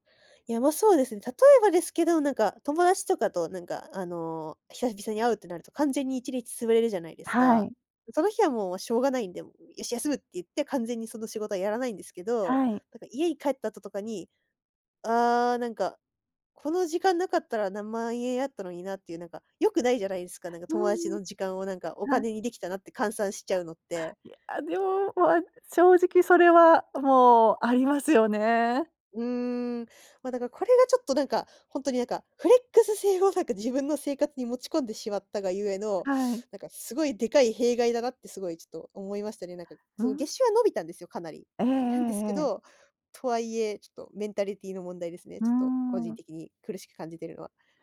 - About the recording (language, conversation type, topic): Japanese, advice, 休みの日でも仕事のことが頭から離れないのはなぜですか？
- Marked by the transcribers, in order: none